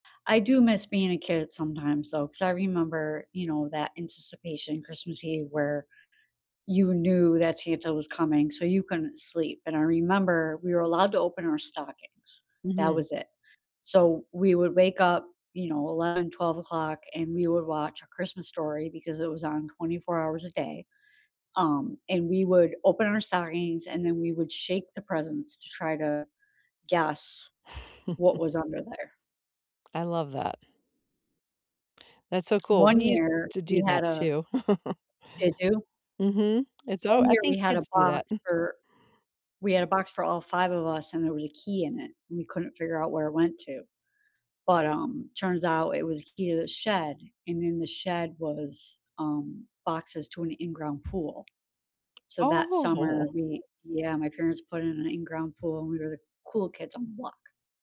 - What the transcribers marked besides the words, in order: chuckle; tapping; chuckle; chuckle; laughing while speaking: "Oh"
- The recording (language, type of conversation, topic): English, unstructured, What is a holiday memory you look back on fondly?
- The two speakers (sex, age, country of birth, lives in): female, 50-54, United States, United States; female, 50-54, United States, United States